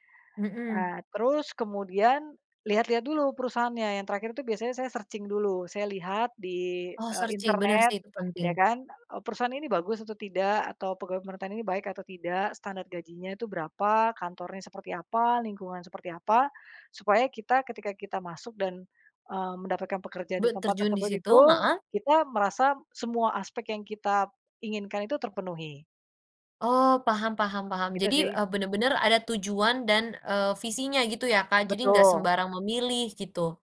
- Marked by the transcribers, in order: in English: "searching"; in English: "searching"
- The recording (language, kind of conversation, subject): Indonesian, podcast, Pernahkah kamu mempertimbangkan memilih pekerjaan yang kamu sukai atau gaji yang lebih besar?